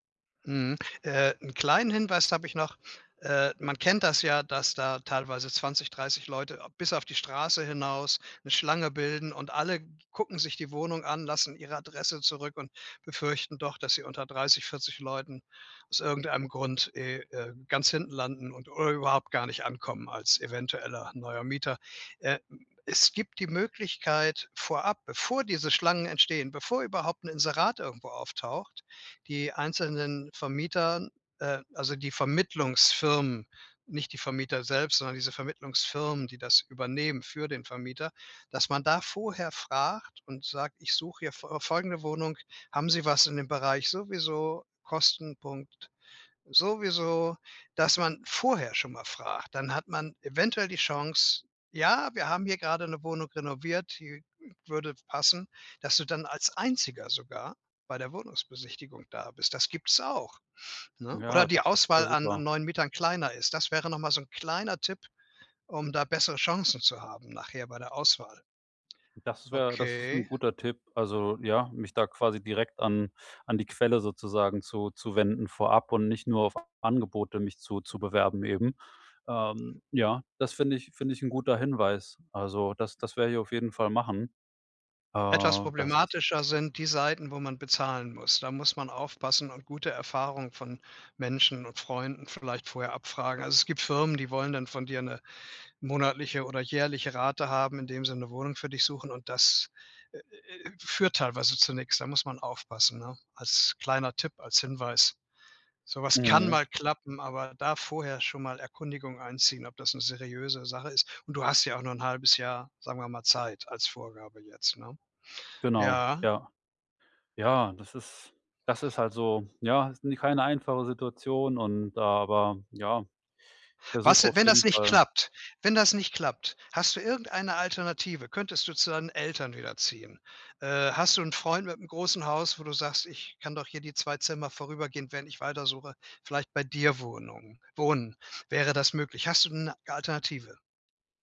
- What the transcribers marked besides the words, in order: other background noise; stressed: "kann"
- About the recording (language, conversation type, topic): German, advice, Wie treffe ich große Entscheidungen, ohne Angst vor Veränderung und späterer Reue zu haben?